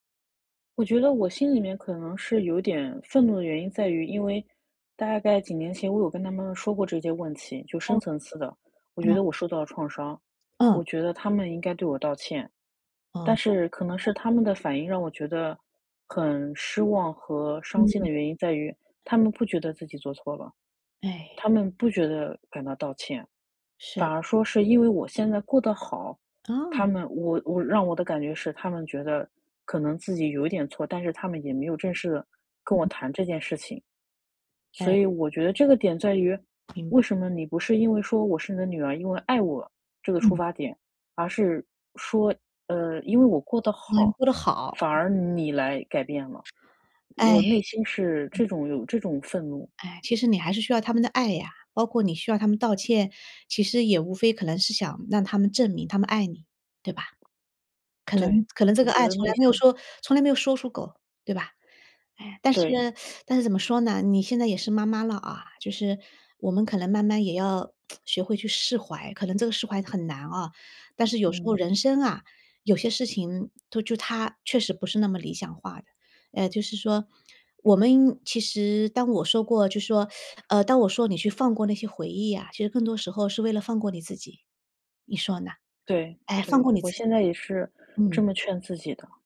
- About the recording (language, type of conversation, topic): Chinese, advice, 情绪触发与行为循环
- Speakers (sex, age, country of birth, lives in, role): female, 35-39, China, France, user; female, 40-44, China, United States, advisor
- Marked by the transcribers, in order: other background noise; "能" said as "楞"; "能" said as "楞"; "出口" said as "出狗"; teeth sucking; "能" said as "楞"; tsk; "能" said as "楞"; teeth sucking